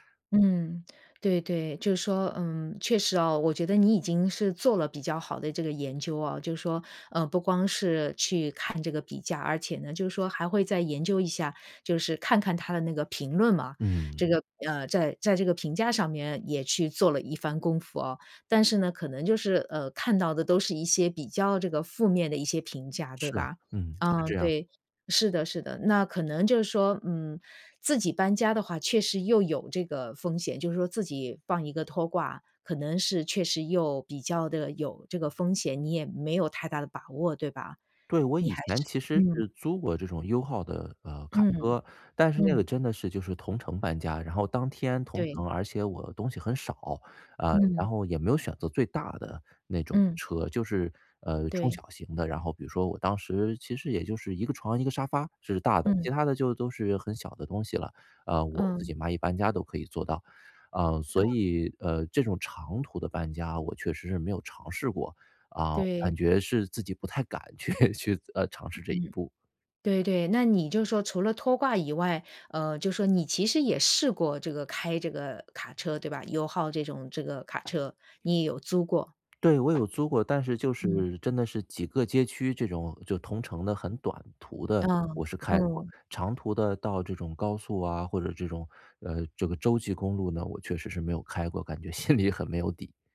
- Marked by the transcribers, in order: tapping; laughing while speaking: "去"; laughing while speaking: "心里"
- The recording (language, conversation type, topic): Chinese, advice, 我如何制定搬家预算并尽量省钱？